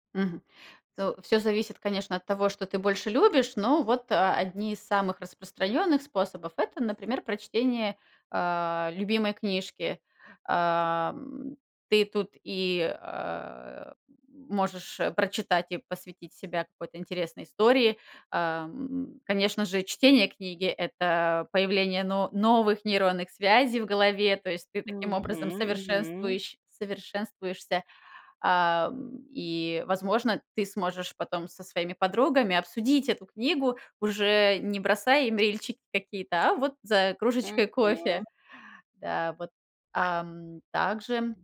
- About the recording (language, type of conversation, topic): Russian, advice, Мешают ли вам гаджеты и свет экрана по вечерам расслабиться и заснуть?
- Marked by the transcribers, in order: none